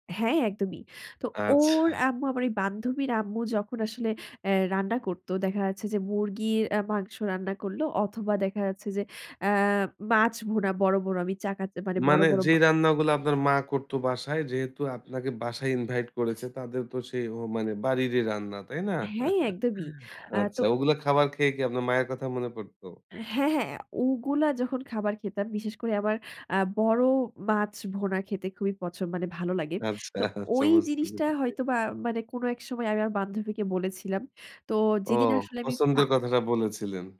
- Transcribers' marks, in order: chuckle; laughing while speaking: "আচ্ছা, আচ্ছা বুঝতে পেরেছি"
- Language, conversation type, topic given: Bengali, podcast, কোন খাবার তোমাকে একদম বাড়ির কথা মনে করিয়ে দেয়?